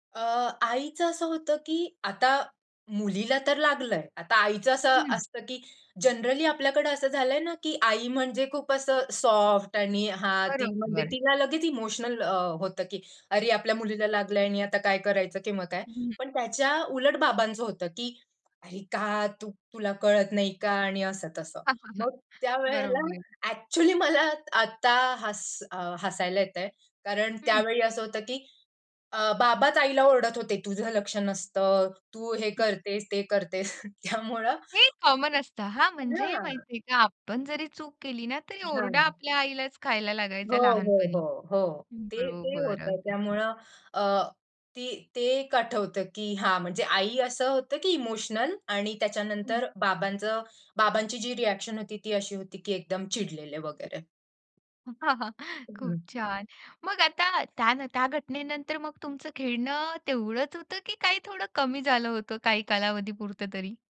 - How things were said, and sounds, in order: in English: "जनरली"; in English: "सॉफ्ट"; in English: "इमोशनल"; chuckle; laughing while speaking: "त्यावेळेला ॲक्चुअली मला आता हस हसायला येतंय"; other background noise; in English: "कॉमन"; in English: "इमोशनल"; in English: "रिॲक्शन"; chuckle
- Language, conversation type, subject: Marathi, podcast, लहानपणी अशी कोणती आठवण आहे जी आजही तुम्हाला हसवते?